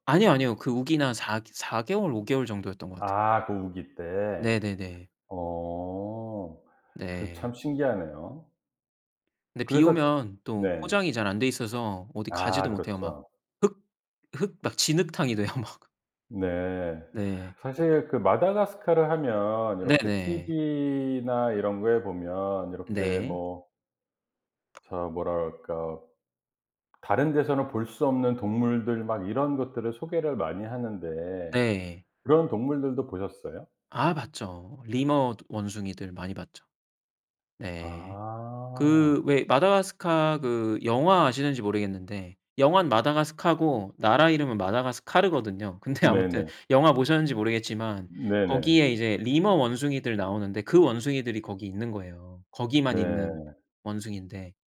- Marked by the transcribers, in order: other background noise; laughing while speaking: "진흙탕이 돼요 막"; tapping; laughing while speaking: "아무튼"
- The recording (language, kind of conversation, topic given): Korean, podcast, 가장 기억에 남는 여행 경험을 이야기해 주실 수 있나요?